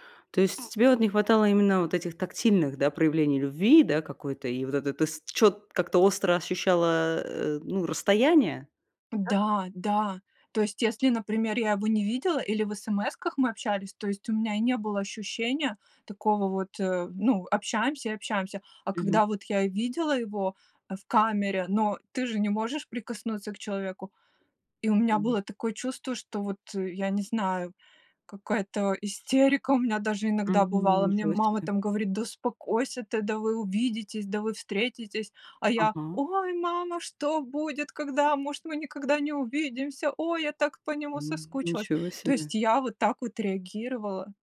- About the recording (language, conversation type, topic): Russian, podcast, Как смартфоны меняют наши личные отношения в повседневной жизни?
- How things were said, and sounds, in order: put-on voice: "Ой, мама, что будет, когда? … по нему соскучилась!"